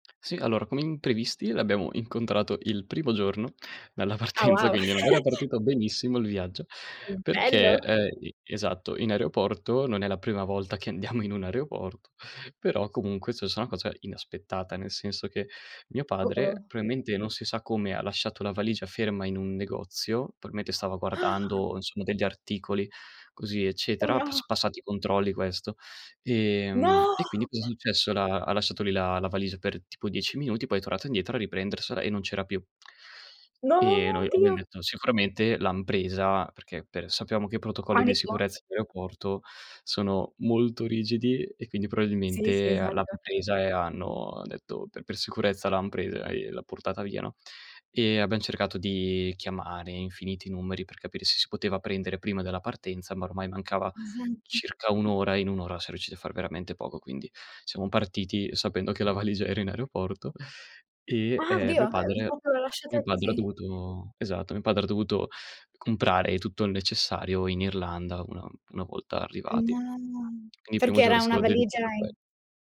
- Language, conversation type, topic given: Italian, podcast, Qual è un viaggio che ti ha cambiato la vita?
- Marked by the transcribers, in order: laughing while speaking: "partenza"; chuckle; "successa" said as "sussa"; "probabilmente" said as "proailmente"; other background noise; "probabilmente" said as "proailmente"; "proprio" said as "propio"